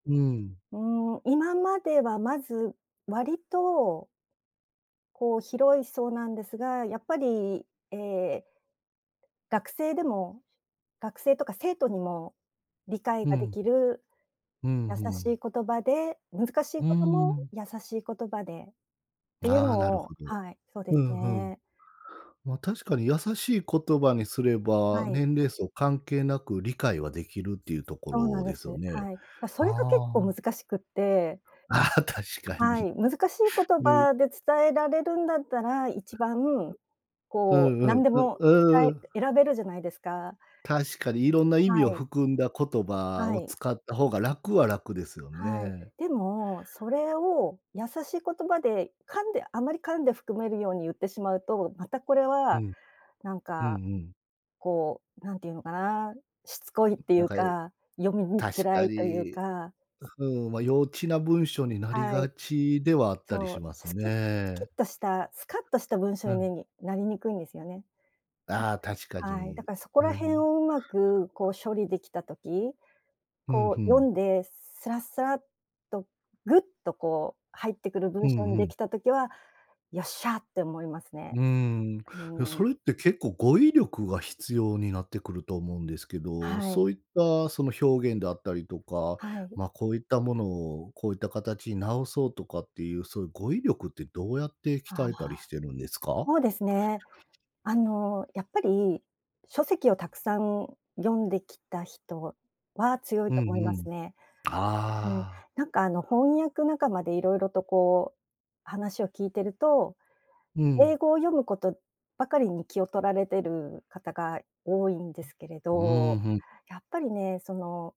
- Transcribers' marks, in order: tapping; laughing while speaking: "ああ、確かに"; other background noise
- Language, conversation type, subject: Japanese, podcast, 仕事で一番やりがいを感じるのは、どんな瞬間ですか？